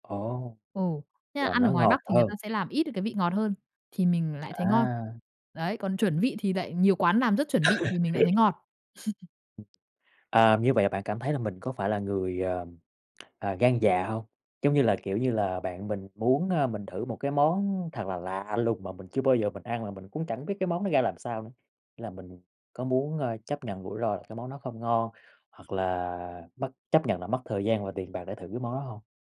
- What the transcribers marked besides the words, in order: tapping; laugh; chuckle
- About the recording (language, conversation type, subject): Vietnamese, podcast, Bạn bắt đầu khám phá món ăn mới như thế nào?